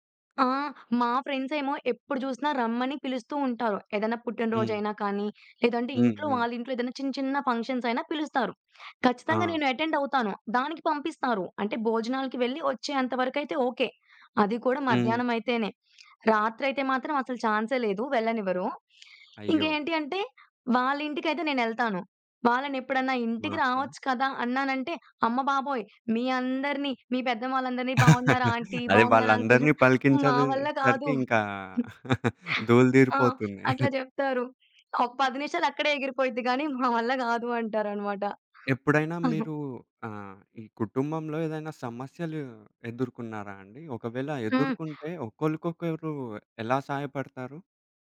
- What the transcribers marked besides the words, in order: in English: "అటెండ్"; other background noise; chuckle; in English: "అంకుల్?"; giggle; giggle; chuckle; tapping
- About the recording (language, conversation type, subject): Telugu, podcast, కుటుంబ బంధాలను బలపరచడానికి పాటించాల్సిన చిన్న అలవాట్లు ఏమిటి?